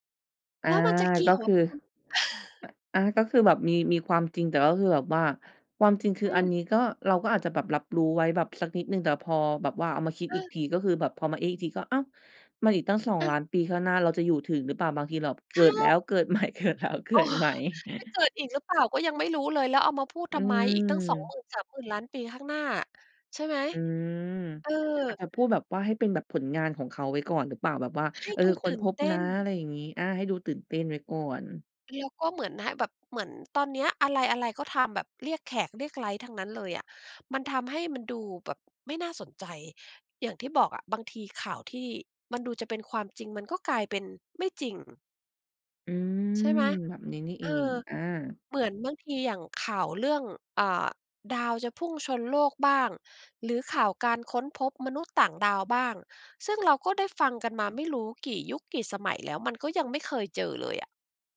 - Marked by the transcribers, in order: other noise; sigh; laughing while speaking: "เกิดใหม่ เกิดแล้ว เกิดใหม่"; sigh
- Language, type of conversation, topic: Thai, podcast, เวลาเจอข่าวปลอม คุณทำอะไรเป็นอย่างแรก?